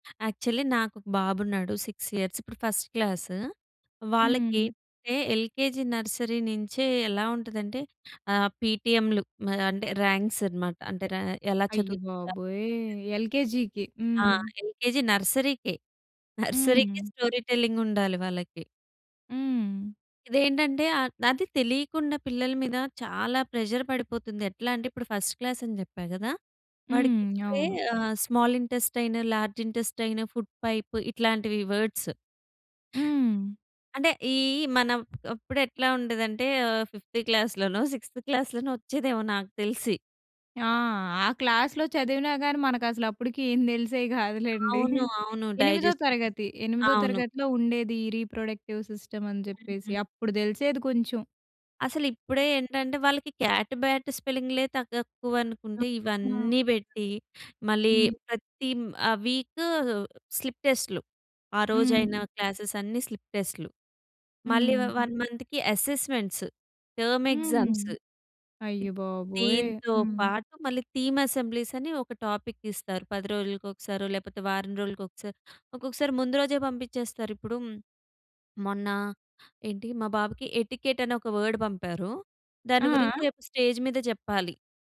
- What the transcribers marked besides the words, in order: in English: "యాక్చువల్లీ"; in English: "సిక్స్ ఇయర్స్"; in English: "ఫస్ట్"; in English: "ఎల్‌కేజీ, నర్సరీ"; in English: "ర్యాంక్స్"; in English: "ఎల్‌కేజీకి"; other background noise; in English: "ఎల్‌కేజీ"; in English: "నర్సరీ‌కి స్టోరీ టెల్లింగ్"; in English: "ప్రెషర్"; in English: "ఫస్ట్ క్లాస్"; tongue click; in English: "స్మాల్ ఇంటెస్టైన్, లార్జ్ ఇంటెస్టైన్, ఫుడ్ పైప్"; in English: "వర్డ్స్"; in English: "క్లాస్‌లో"; chuckle; in English: "డైజెస్టివ్"; in English: "రీప్రొడక్టివ్ సిస్టమ్"; in English: "క్యాట్, బ్యాట్"; other noise; in English: "వీక్ స్లిప్"; in English: "క్లాసెస్"; in English: "స్లిప్"; in English: "వ వన్ మంత్‌కి అసెస్మెంట్స్, టర్మ్ ఎగ్జామ్స్"; in English: "థీమ్ అసెంబ్లీస్"; in English: "టాపిక్"; swallow; in English: "ఎటికెట్"; in English: "వర్డ్"; tapping; in English: "స్టేజ్"
- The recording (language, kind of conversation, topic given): Telugu, podcast, స్కూల్‌లో మానసిక ఆరోగ్యానికి ఎంత ప్రాధాన్యం ఇస్తారు?